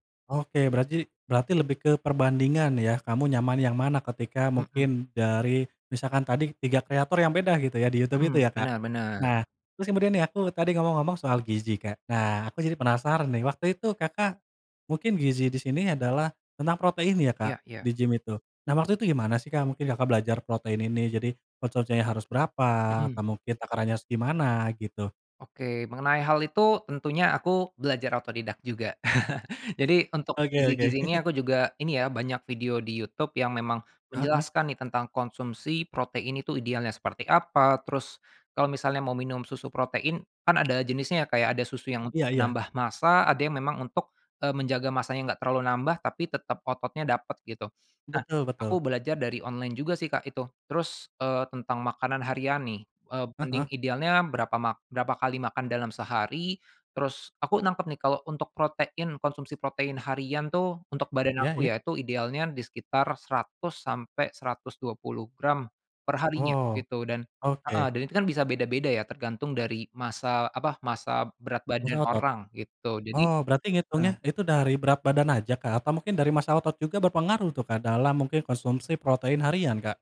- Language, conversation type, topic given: Indonesian, podcast, Pernah nggak belajar otodidak, ceritain dong?
- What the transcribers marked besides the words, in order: other background noise; chuckle; chuckle